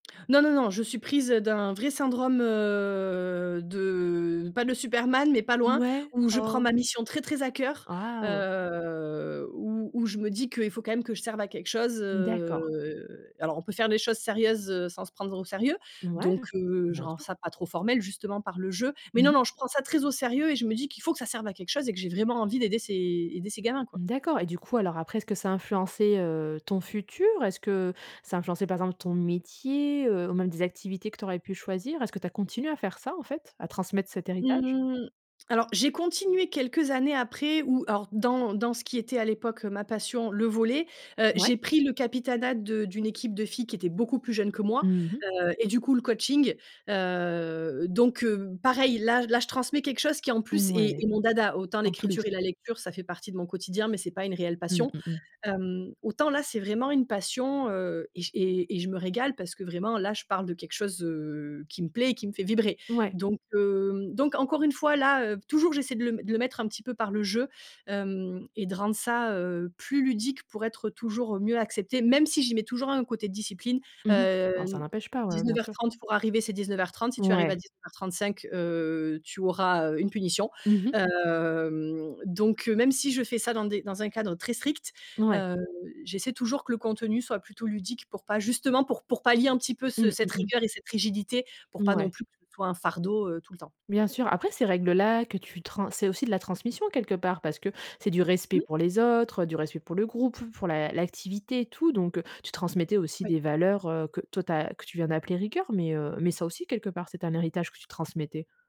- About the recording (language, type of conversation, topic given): French, podcast, Comment transmets-tu ton héritage aux plus jeunes ?
- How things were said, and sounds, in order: other background noise; drawn out: "heu"; stressed: "faut"; stressed: "métier"; stressed: "même si"; tapping